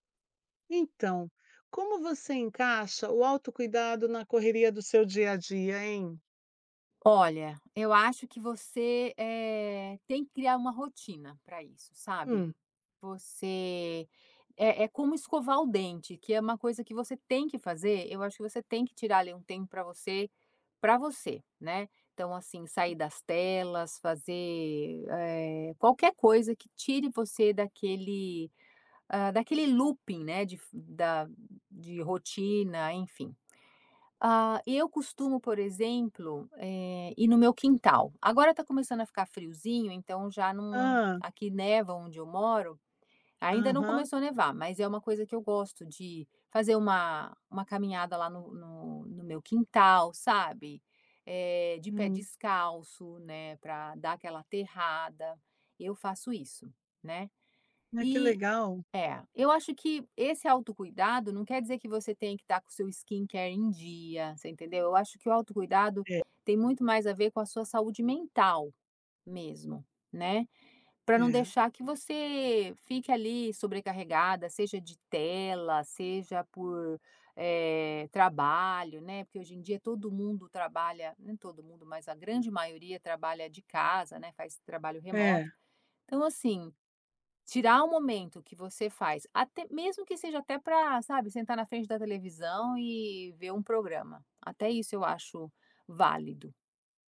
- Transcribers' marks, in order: tapping; other background noise; in English: "looping"; in English: "skin care"
- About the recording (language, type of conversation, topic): Portuguese, podcast, Como você encaixa o autocuidado na correria do dia a dia?